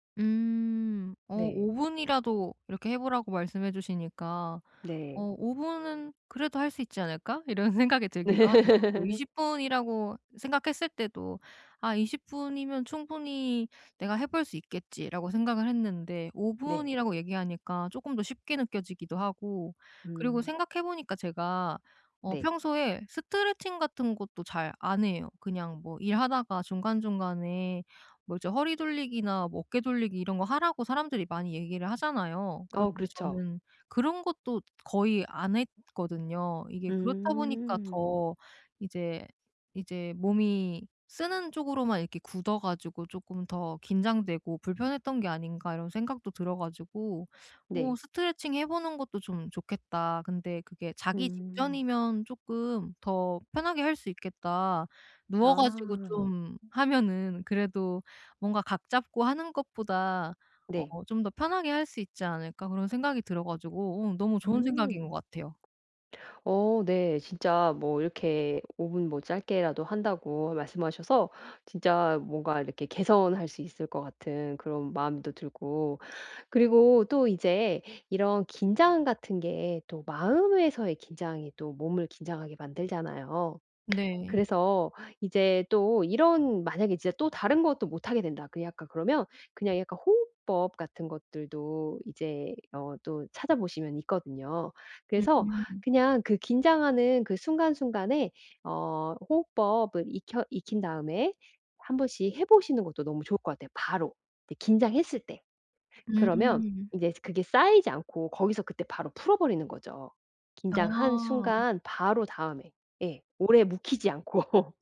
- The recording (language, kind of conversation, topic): Korean, advice, 긴장을 풀고 근육을 이완하는 방법은 무엇인가요?
- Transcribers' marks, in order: laughing while speaking: "이런 생각이"; laugh; other background noise; tapping; laugh